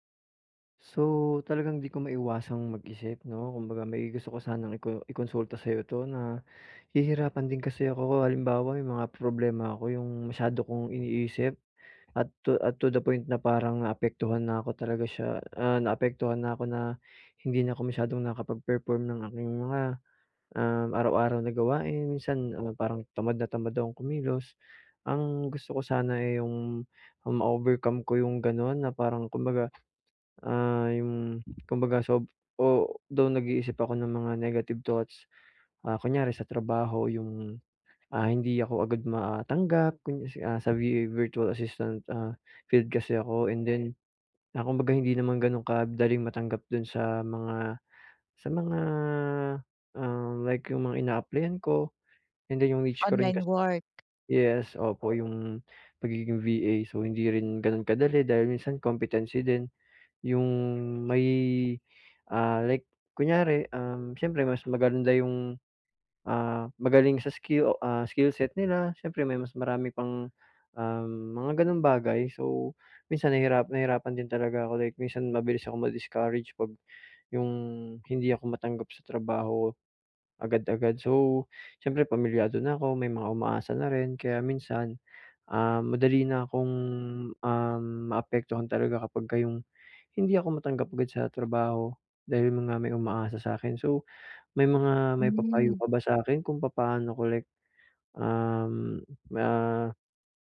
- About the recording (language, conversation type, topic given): Filipino, advice, Paano ko mapagmamasdan ang aking isip nang hindi ako naaapektuhan?
- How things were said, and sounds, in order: other background noise; tapping; in English: "niche"; in English: "competency"